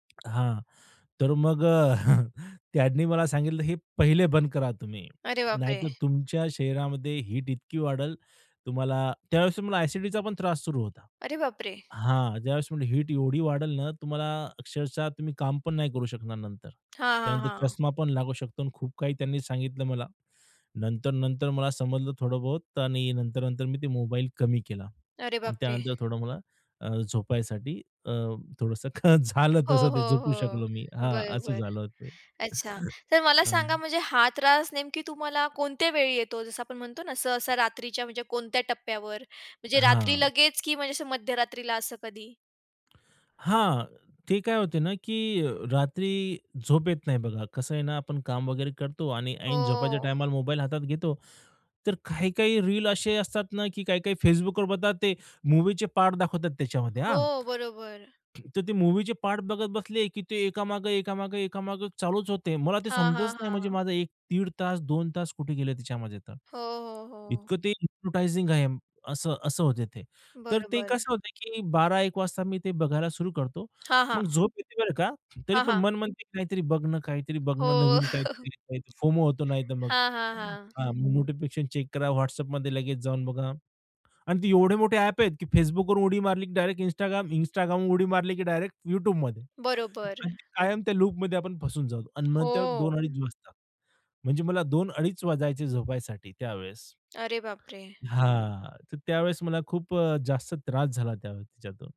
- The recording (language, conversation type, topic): Marathi, podcast, झोप यायला अडचण आली तर तुम्ही साधारणतः काय करता?
- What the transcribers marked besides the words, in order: tapping; chuckle; other background noise; laughing while speaking: "झालं तसं ते झोपू शकलो"; chuckle; background speech; whistle; chuckle; in English: "चेक"; other noise